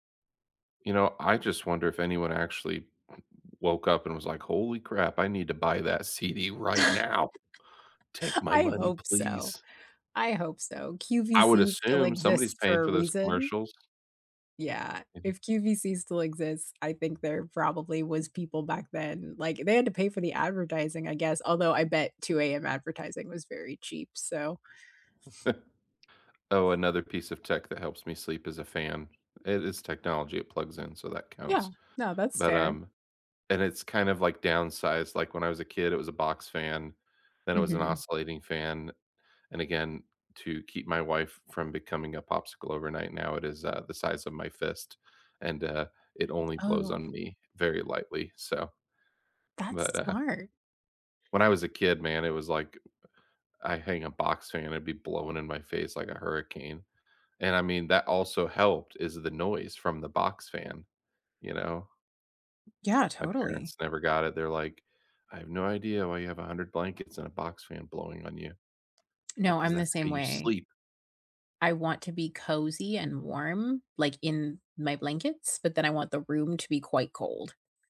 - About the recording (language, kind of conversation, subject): English, unstructured, What technology do you use to stay healthy or sleep better?
- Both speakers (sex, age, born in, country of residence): female, 35-39, United States, United States; male, 40-44, United States, United States
- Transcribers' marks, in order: other noise; chuckle; laughing while speaking: "right now"; other background noise; chuckle; tapping